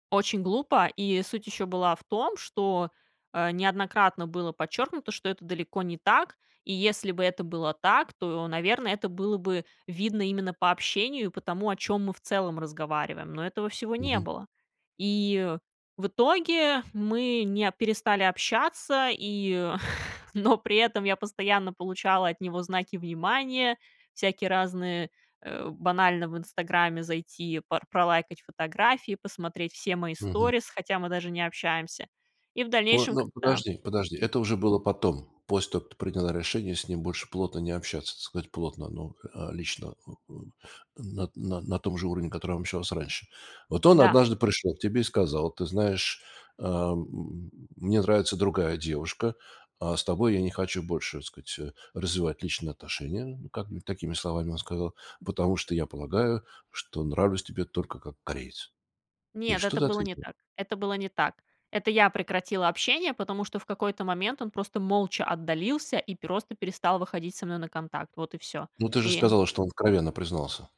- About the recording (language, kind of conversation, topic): Russian, podcast, Как понять, что пора заканчивать отношения?
- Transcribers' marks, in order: other background noise; chuckle; tapping; "сказать" said as "скать"